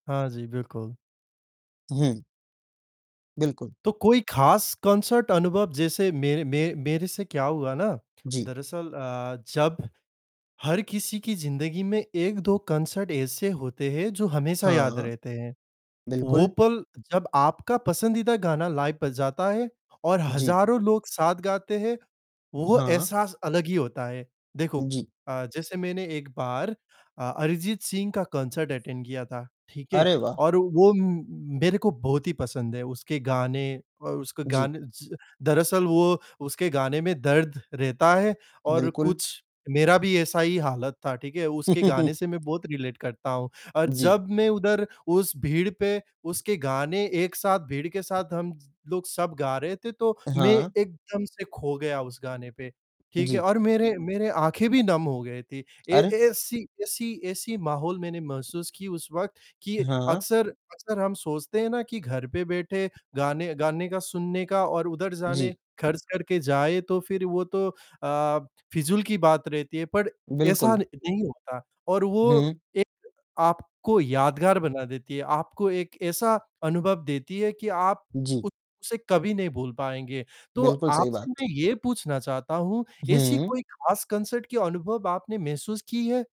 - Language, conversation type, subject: Hindi, unstructured, क्या आपको जीवंत संगीत कार्यक्रम में जाना पसंद है, और क्यों?
- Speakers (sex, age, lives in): male, 25-29, Finland; male, 55-59, India
- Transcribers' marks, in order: distorted speech; in English: "कॉन्सर्ट"; in English: "कॉन्सर्ट"; in English: "लाइव"; in English: "कॉन्सर्ट अटेन्ड"; chuckle; in English: "रिलेट"; other noise; in English: "कॉन्सर्ट"